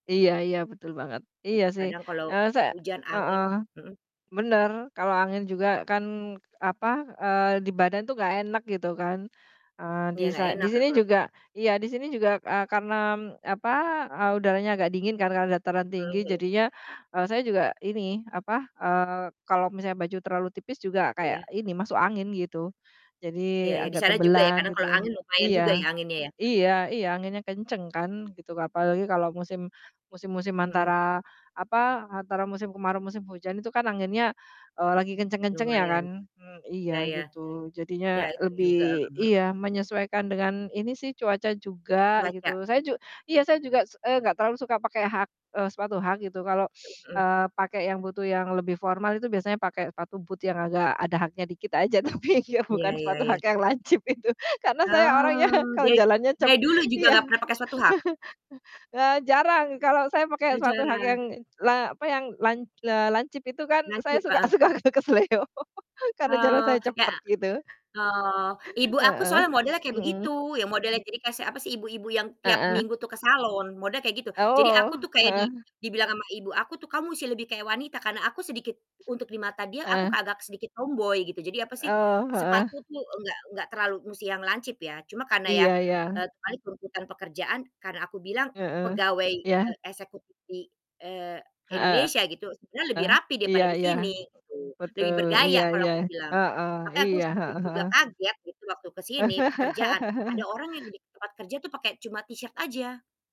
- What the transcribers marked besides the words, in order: distorted speech; "karena" said as "karnam"; other background noise; sniff; laughing while speaking: "Tapi iya"; laughing while speaking: "lancip itu"; laughing while speaking: "orangnya"; chuckle; laughing while speaking: "suka keselo"; laugh; mechanical hum; sniff; tapping; laugh; in English: "t-shirt"
- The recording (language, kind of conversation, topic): Indonesian, unstructured, Bagaimana gaya berpakaianmu mencerminkan kepribadianmu?